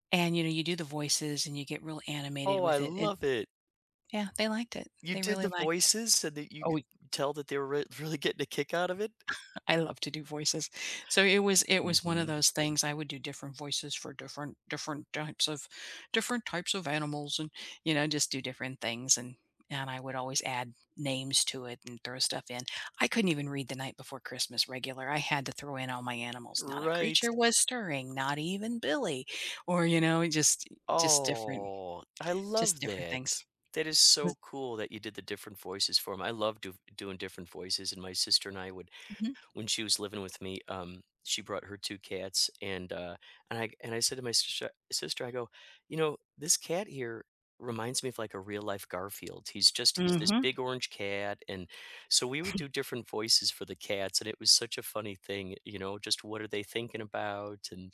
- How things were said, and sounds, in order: laughing while speaking: "really"; chuckle; put-on voice: "different voices for different different types of different types of animals and"; other background noise; drawn out: "Oh"; unintelligible speech; tapping; "sister" said as "shisha"; chuckle
- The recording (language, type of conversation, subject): English, unstructured, Who in your life most shaped how you relate to animals, and how does it show today?
- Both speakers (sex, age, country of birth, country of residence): female, 55-59, United States, United States; male, 55-59, United States, United States